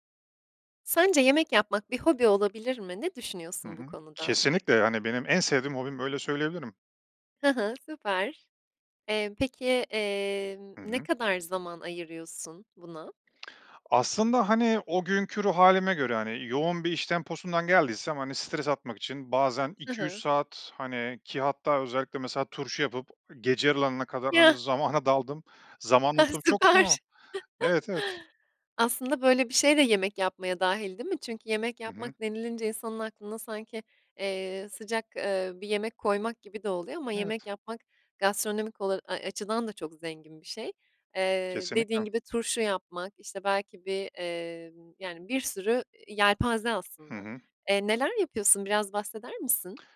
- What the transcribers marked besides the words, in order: tapping; laughing while speaking: "zamana daldığım"; laughing while speaking: "Ha, süper!"; chuckle
- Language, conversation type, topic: Turkish, podcast, Yemek yapmayı hobi hâline getirmek isteyenlere ne önerirsiniz?